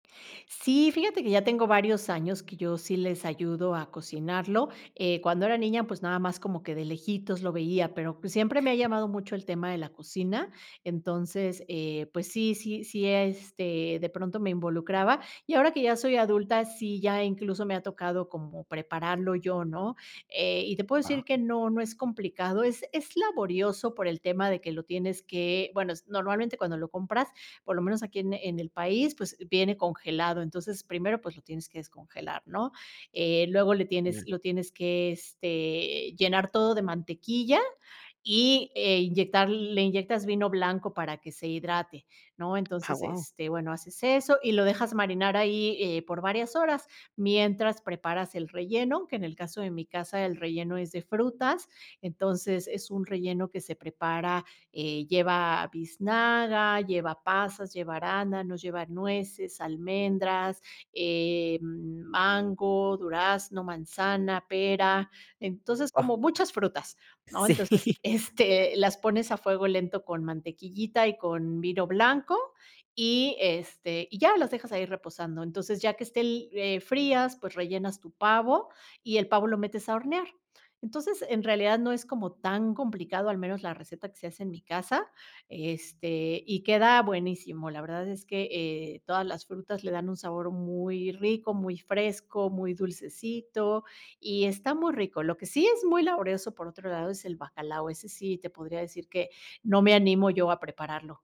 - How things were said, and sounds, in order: other background noise; tapping; laughing while speaking: "Sí"
- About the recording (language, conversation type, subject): Spanish, podcast, ¿Qué tradición familiar te hace sentir que realmente formas parte de tu familia?